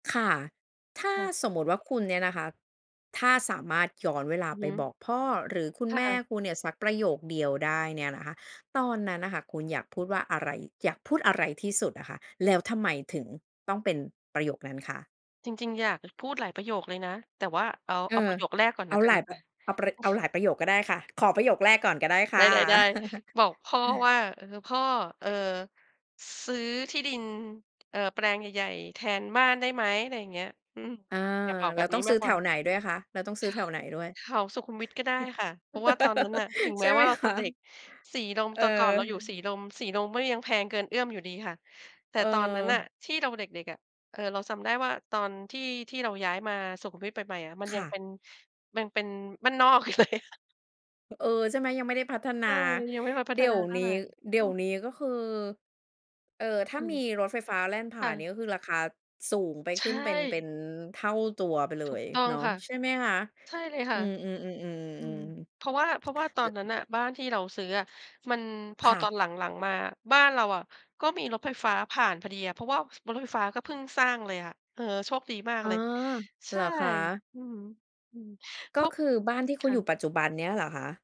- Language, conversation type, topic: Thai, podcast, ถ้ามีโอกาสย้อนกลับไปตอนเด็ก คุณอยากบอกอะไรกับพ่อแม่มากที่สุด?
- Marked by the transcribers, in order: chuckle; chuckle; laugh; laughing while speaking: "เลยค่ะ"; chuckle